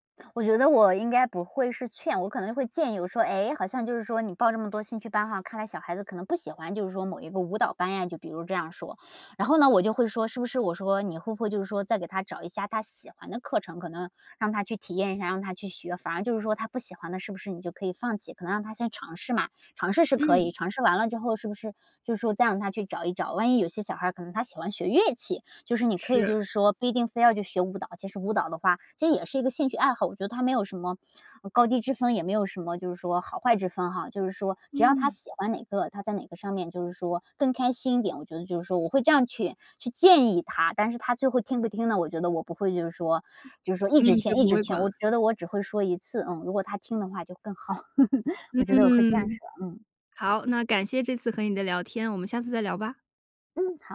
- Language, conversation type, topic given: Chinese, podcast, 你觉得学习和玩耍怎么搭配最合适?
- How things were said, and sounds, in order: other background noise; laughing while speaking: "更好"